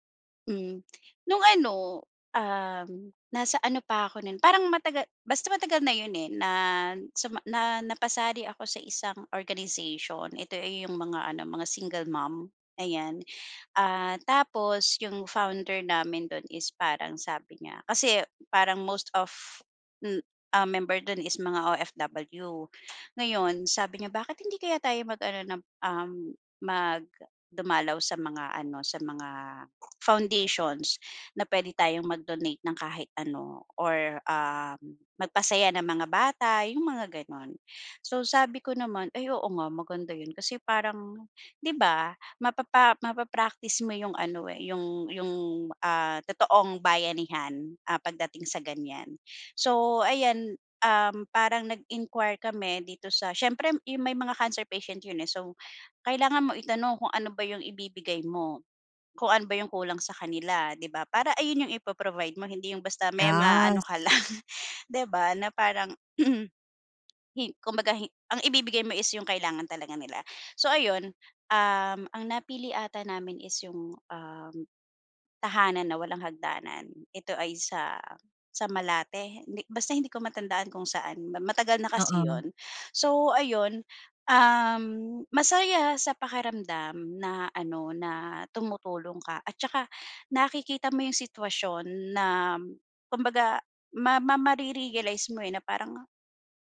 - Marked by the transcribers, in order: other background noise; "Yes" said as "Yas"; throat clearing
- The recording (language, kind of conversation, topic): Filipino, podcast, Ano ang ibig sabihin ng bayanihan para sa iyo, at bakit?